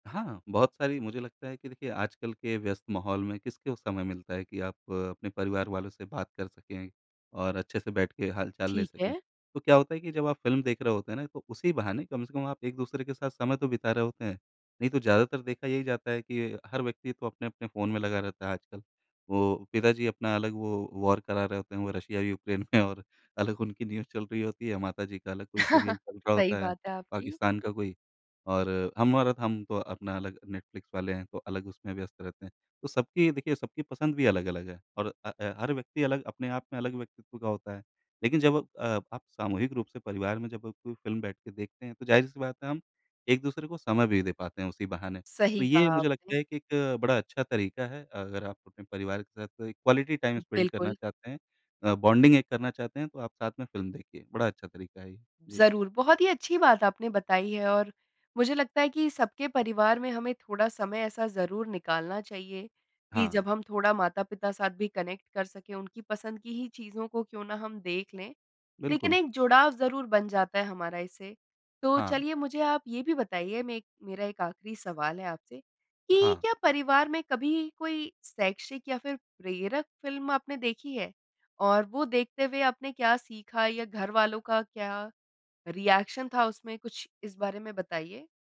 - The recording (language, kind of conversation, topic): Hindi, podcast, आपके परिवार में आमतौर पर किस तरह की फिल्में साथ बैठकर देखी जाती हैं?
- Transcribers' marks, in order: in English: "वॉर"; laughing while speaking: "में"; in English: "न्यूज़"; chuckle; in English: "क्वालिटी टाइम स्पेंड"; in English: "बॉन्डिंग"; in English: "कनेक्ट"; in English: "रिएक्शन"